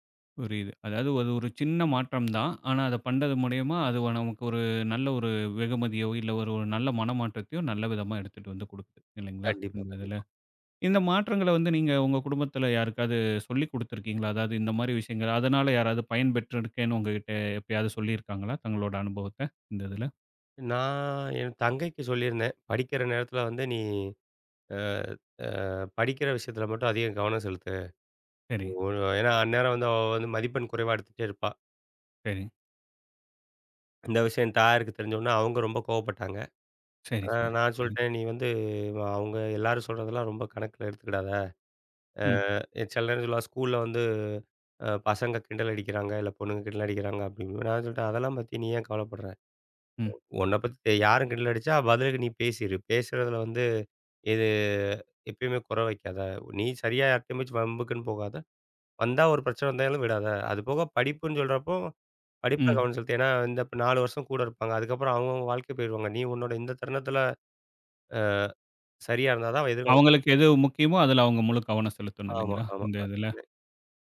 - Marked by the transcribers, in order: other background noise; drawn out: "நான்"; drawn out: "இது"; unintelligible speech
- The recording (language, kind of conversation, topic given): Tamil, podcast, சிறு பழக்கங்கள் எப்படி பெரிய முன்னேற்றத்தைத் தருகின்றன?